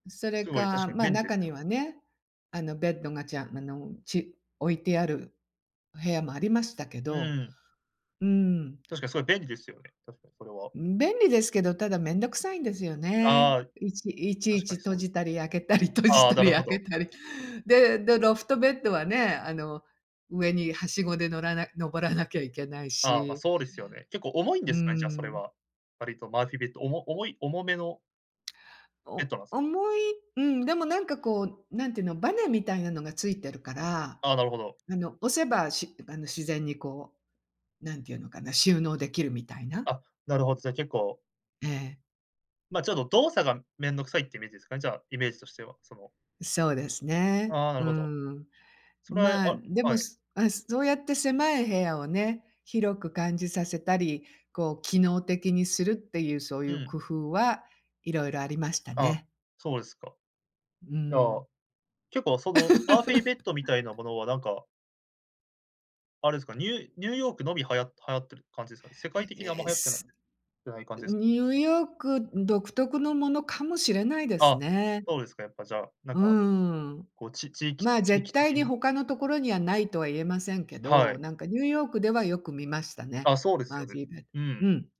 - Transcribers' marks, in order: laughing while speaking: "開けたり閉じたり開けたり"; other noise; laugh
- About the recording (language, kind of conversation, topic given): Japanese, podcast, 狭い部屋を広く感じさせるには、どんな工夫をすればよいですか？